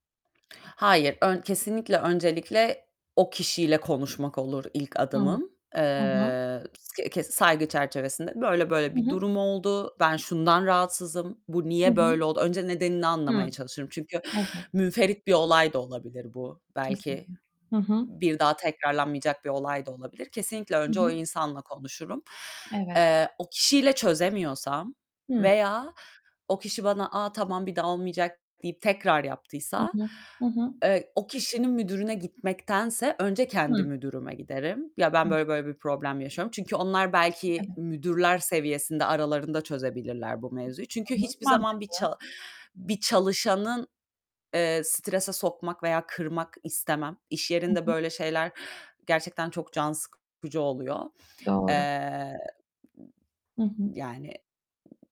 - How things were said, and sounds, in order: other background noise; distorted speech; unintelligible speech; tapping
- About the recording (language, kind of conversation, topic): Turkish, podcast, İş ve özel hayat dengesini nasıl sağlıyorsun?